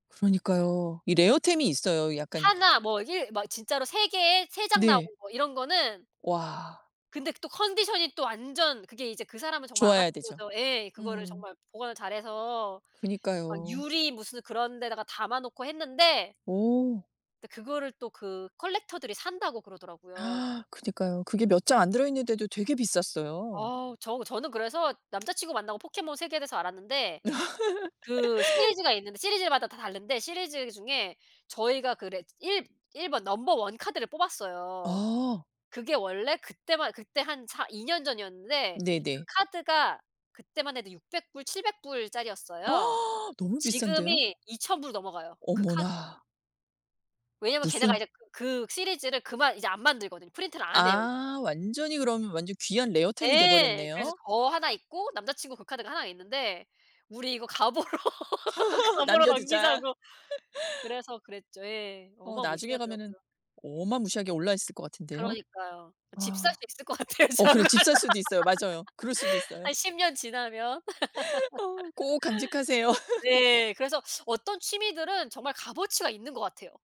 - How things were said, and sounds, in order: gasp; tapping; laugh; in English: "one"; gasp; other background noise; laughing while speaking: "우리 이거 가보로 가보로 남기자.고"; laugh; laughing while speaking: "남겨두자"; laugh; laughing while speaking: "있을 것 같아요 저걸로"; laugh; laughing while speaking: "어 꼭 간직하세요"; laugh; teeth sucking; laugh
- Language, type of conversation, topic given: Korean, unstructured, 취미 활동을 하면서 느끼는 가장 큰 기쁨은 무엇인가요?